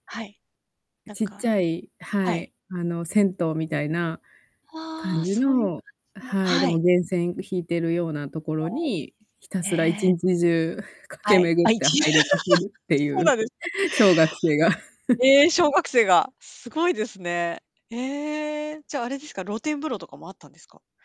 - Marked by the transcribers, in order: static; distorted speech; laughing while speaking: "駆け巡って入りまくるっていう、小学生が"; laughing while speaking: "いち あ、そうなんですか"; chuckle
- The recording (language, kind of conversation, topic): Japanese, podcast, 子どもの頃、自然の中でいちばん印象に残っている思い出は何ですか？